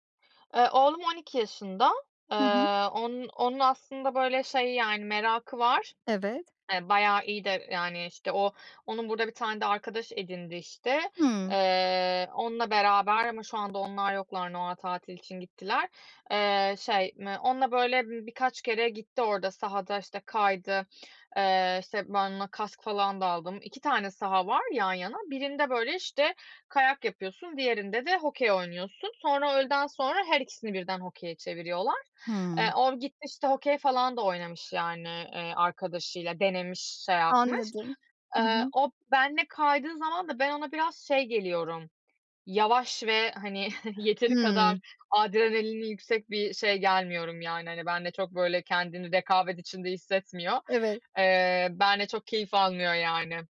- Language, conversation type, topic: Turkish, advice, İş ve sorumluluklar arasında zaman bulamadığım için hobilerimi ihmal ediyorum; hobilerime düzenli olarak nasıl zaman ayırabilirim?
- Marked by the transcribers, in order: other background noise; chuckle